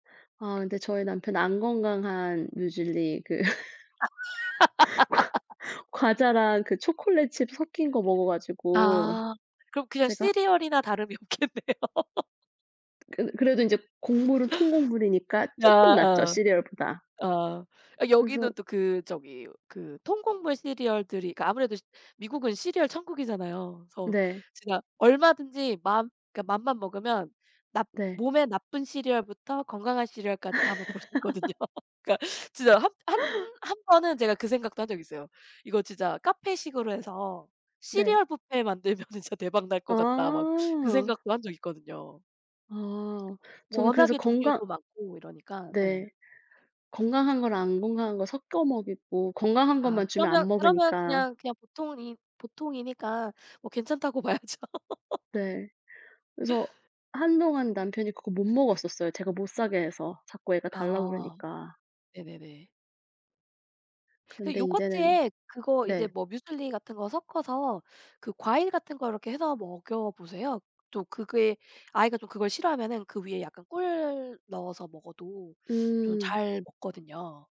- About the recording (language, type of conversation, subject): Korean, unstructured, 아침에 가장 자주 드시는 음식은 무엇인가요?
- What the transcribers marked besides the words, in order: laugh; laughing while speaking: "과"; laughing while speaking: "없겠네요"; other background noise; tapping; laughing while speaking: "있거든요. 그니까"; laugh; laughing while speaking: "만들면은"; laughing while speaking: "봐야죠"; laugh